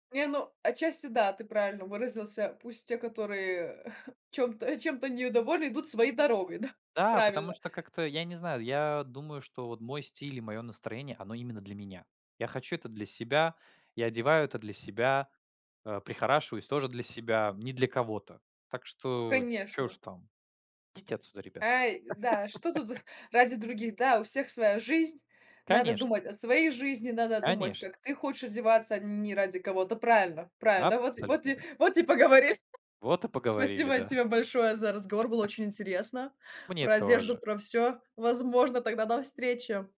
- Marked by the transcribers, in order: chuckle; laughing while speaking: "да?"; chuckle; laugh; other noise; laugh
- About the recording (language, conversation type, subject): Russian, podcast, Как одежда помогает тебе выразить себя?